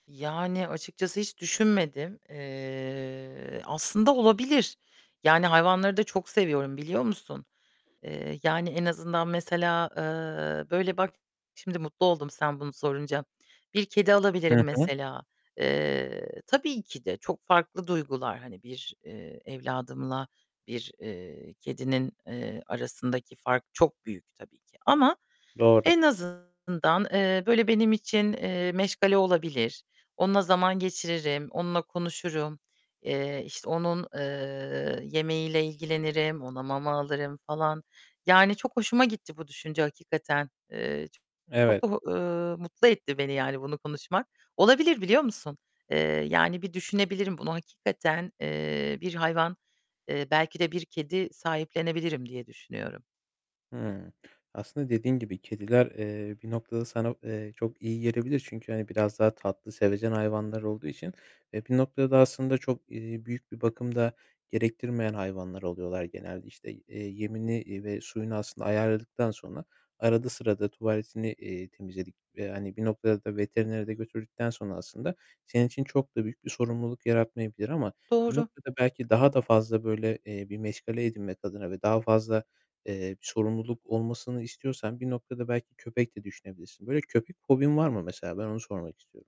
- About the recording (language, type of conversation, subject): Turkish, advice, Çocuklarınız evden ayrıldıktan sonra ebeveyn rolünüze nasıl uyum sağlıyorsunuz?
- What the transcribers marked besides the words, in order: static; tapping; other background noise; distorted speech